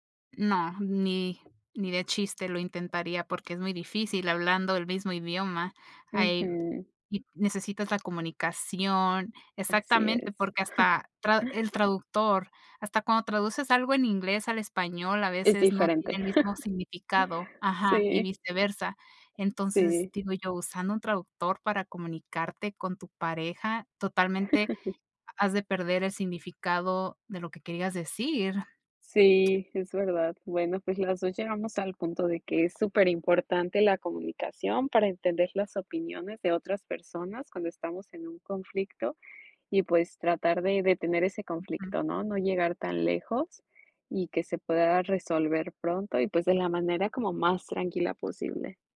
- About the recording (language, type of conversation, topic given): Spanish, unstructured, ¿Crees que es importante comprender la perspectiva de la otra persona en un conflicto?
- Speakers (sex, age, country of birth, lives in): female, 30-34, Mexico, United States; female, 30-34, United States, United States
- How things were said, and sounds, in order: tapping; chuckle; chuckle; chuckle